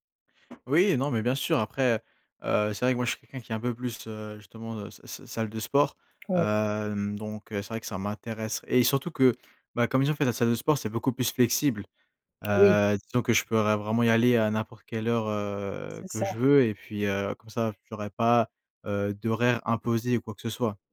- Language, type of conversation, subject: French, advice, Comment puis-je réussir à déconnecter des écrans en dehors du travail ?
- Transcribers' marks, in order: tapping